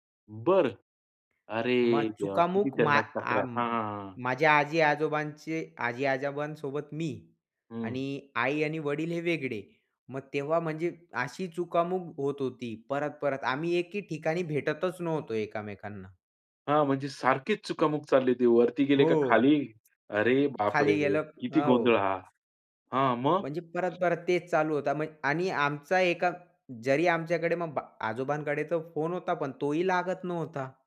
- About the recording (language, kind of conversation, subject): Marathi, podcast, प्रवासादरम्यान हरवून गेल्याचा अनुभव काय होता?
- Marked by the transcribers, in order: tapping; other background noise